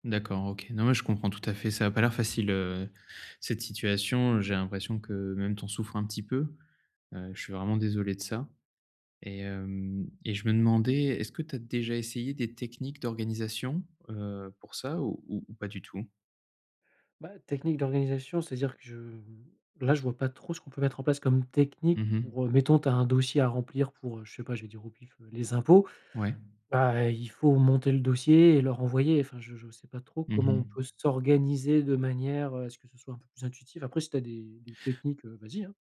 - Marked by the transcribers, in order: none
- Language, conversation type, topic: French, advice, Comment surmonter l’envie de tout remettre au lendemain ?